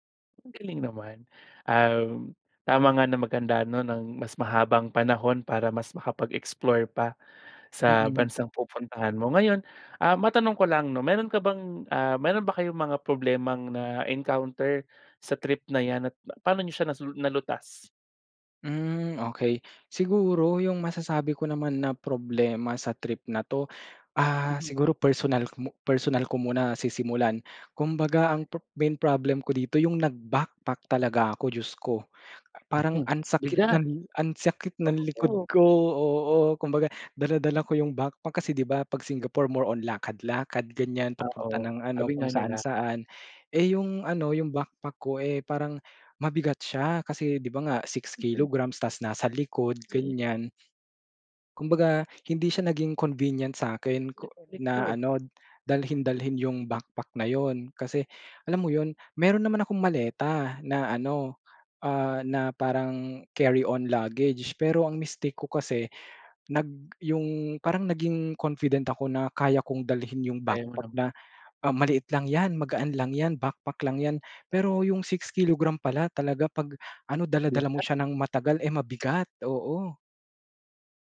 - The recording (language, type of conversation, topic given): Filipino, podcast, Maaari mo bang ikuwento ang paborito mong karanasan sa paglalakbay?
- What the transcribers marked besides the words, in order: tapping; other background noise; in English: "carry-on luggage"